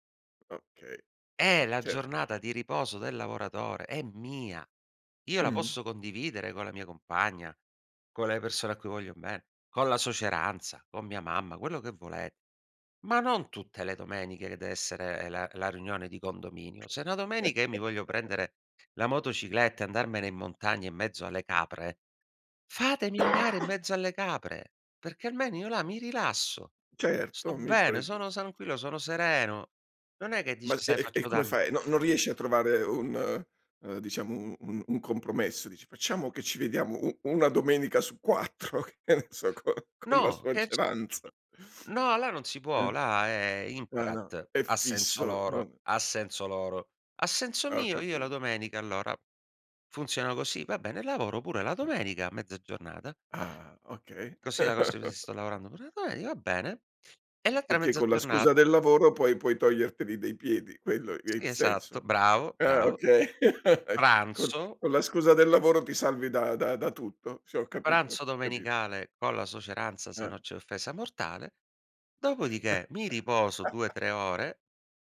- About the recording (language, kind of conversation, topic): Italian, podcast, Come hai imparato a dire di no senza sensi di colpa?
- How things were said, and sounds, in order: other background noise; chuckle; cough; tapping; laughing while speaking: "Che ne so? Co con la suoceranza"; in Latin: "imperat"; unintelligible speech; chuckle; laughing while speaking: "okay"; chuckle; chuckle